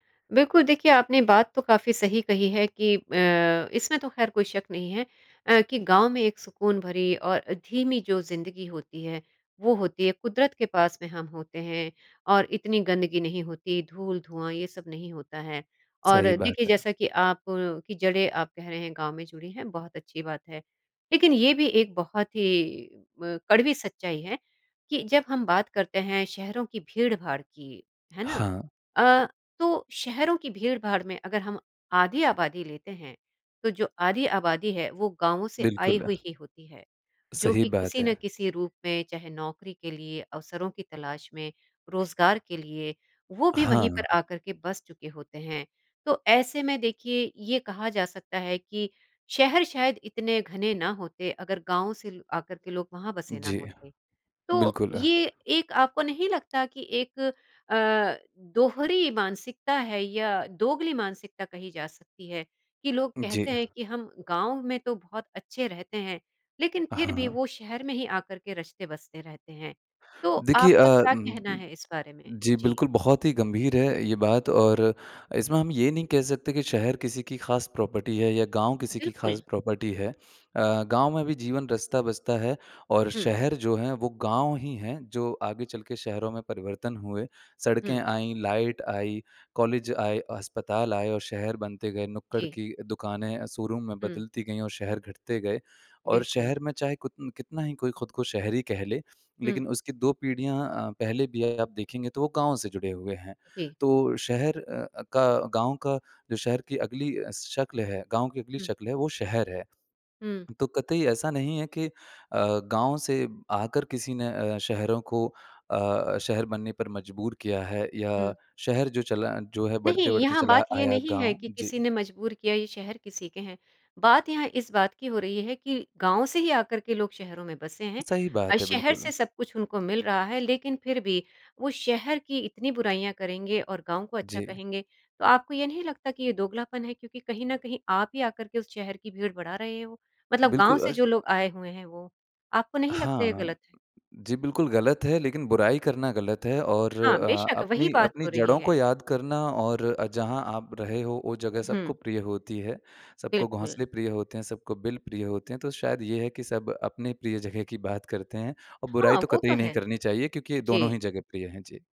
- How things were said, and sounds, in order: in English: "प्रॉपर्टी"; in English: "प्रॉपर्टी"; "शोरूम" said as "सोरूम"; laughing while speaking: "जगह"
- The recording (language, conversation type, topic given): Hindi, podcast, क्या कभी ऐसा हुआ है कि आप अपनी जड़ों से अलग महसूस करते हों?